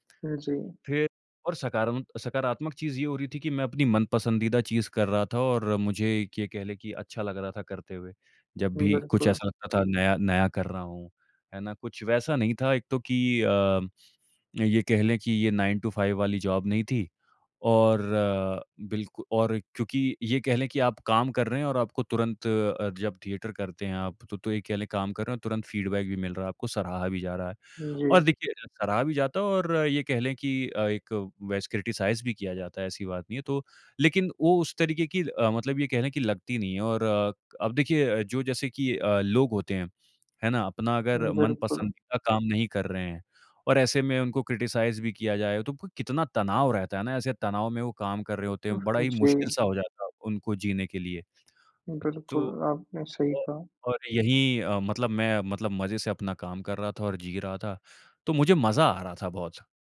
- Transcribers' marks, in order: in English: "नाइन टू फाइव"; in English: "जॉब"; in English: "थिएटर"; in English: "फ़ीडबैक"; in English: "क्रिटिसाइज़"; in English: "क्रिटिसाइज़"
- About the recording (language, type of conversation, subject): Hindi, podcast, क्या आप कोई ऐसा पल साझा करेंगे जब आपने खामोशी में कोई बड़ा फैसला लिया हो?